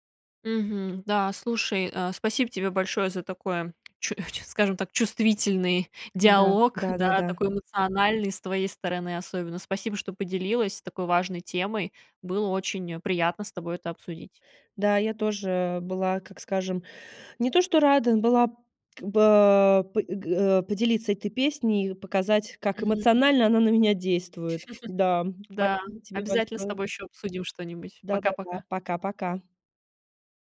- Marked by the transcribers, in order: tapping; chuckle
- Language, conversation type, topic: Russian, podcast, Какая песня заставляет тебя плакать и почему?